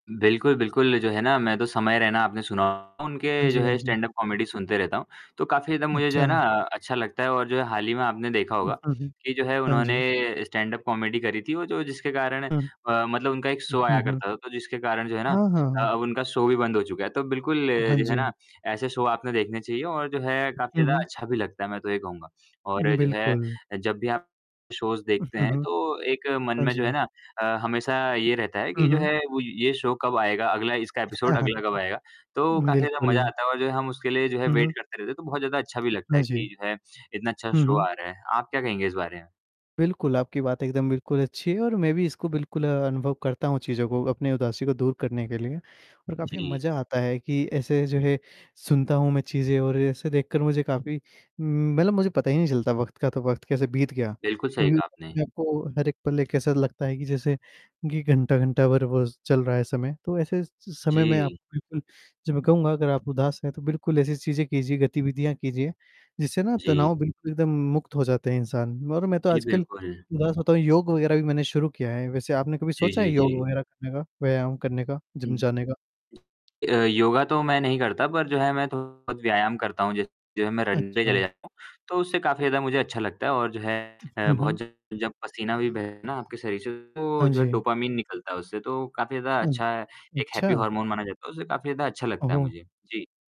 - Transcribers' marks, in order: distorted speech; static; other background noise; in English: "शो"; in English: "शो"; in English: "शो"; in English: "शोज़"; in English: "शो"; in English: "एपिसोड"; laughing while speaking: "हाँ, हाँ"; in English: "वेट"; tapping; in English: "शो"; mechanical hum; in English: "रन डे"; in English: "हैप्पी"
- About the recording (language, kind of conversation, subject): Hindi, unstructured, जब आप उदास होते हैं, तो आप क्या करते हैं?